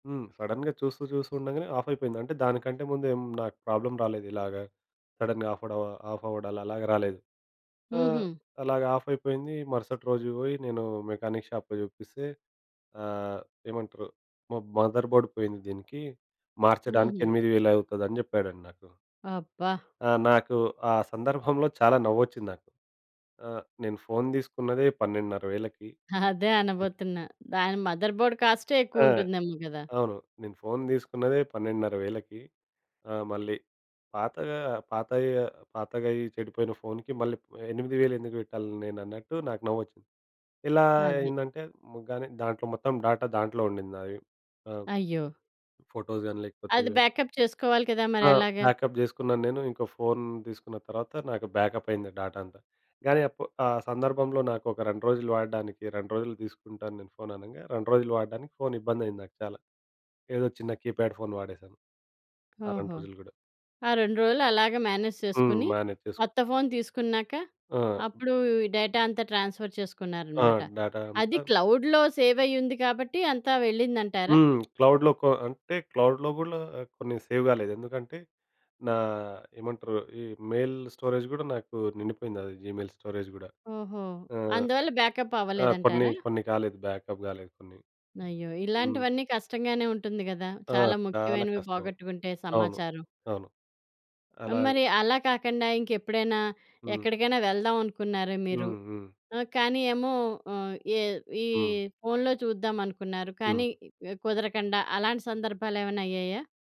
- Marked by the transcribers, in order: in English: "సడెన్‌గా"; in English: "ఆఫ్"; in English: "ప్రాబ్లమ్"; in English: "సడెన్‌గా ఆఫ్"; in English: "ఆఫ్"; in English: "ఆఫ్"; in English: "మెకానిక్ షాప్‌లో"; in English: "మ మదర్ బోర్డ్"; chuckle; tapping; chuckle; other background noise; in English: "మదర్ బోర్డ్"; in English: "డాటా"; in English: "ఫోటోస్"; in English: "బాకప్"; in English: "బాకప్"; in English: "బాకప్"; in English: "డేటా"; in English: "కీప్యాడ్ ఫోన్"; in English: "మేనేజ్"; in English: "డేటా"; in English: "ట్రాన్స్‌ఫర్"; in English: "డేటా"; in English: "క్లౌడ్‌లో సేవ్"; in English: "క్లౌడ్‌లో"; in English: "క్లౌడ్‌లో"; "కూడా" said as "కూలా"; in English: "సేవ్"; in English: "మెయిల్ స్టోరేజ్"; in English: "జీమెయిల్ స్టోరేజ్"; in English: "బాకప్"; in English: "బాకప్"
- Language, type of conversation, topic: Telugu, podcast, టెక్నాలజీ లేకపోయినప్పుడు మీరు దారి ఎలా కనుగొన్నారు?